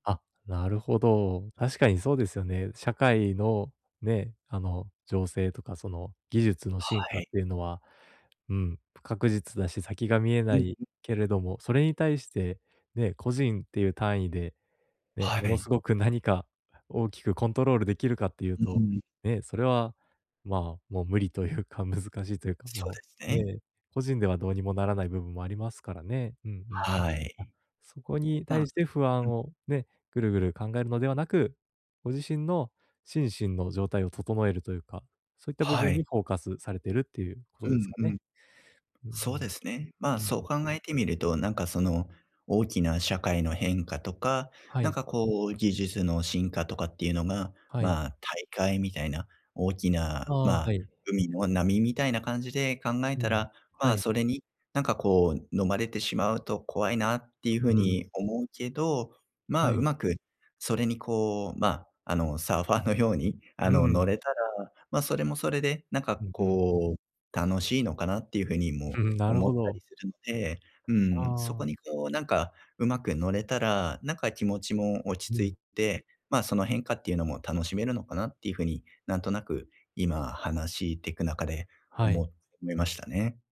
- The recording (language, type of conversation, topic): Japanese, advice, 不確実な状況にどう向き合えば落ち着いて過ごせますか？
- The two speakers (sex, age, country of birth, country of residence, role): male, 30-34, Japan, Japan, advisor; male, 35-39, Japan, Japan, user
- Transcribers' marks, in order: other background noise; tapping